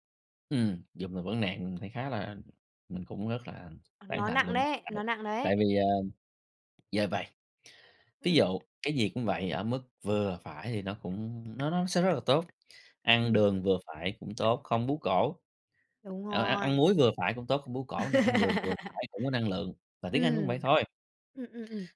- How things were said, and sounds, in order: tapping; laugh
- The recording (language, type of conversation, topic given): Vietnamese, podcast, Bạn thấy việc giữ gìn tiếng mẹ đẻ hiện nay khó hay dễ?